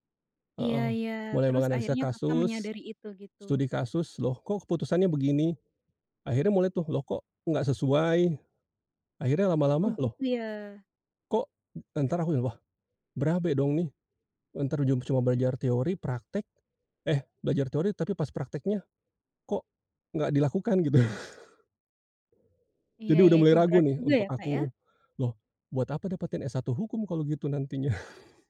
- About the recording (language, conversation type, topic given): Indonesian, podcast, Kapan kamu tahu ini saatnya mengubah arah atau tetap bertahan?
- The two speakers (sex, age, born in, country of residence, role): female, 30-34, Indonesia, Indonesia, host; male, 45-49, Indonesia, Indonesia, guest
- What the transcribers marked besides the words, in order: chuckle; chuckle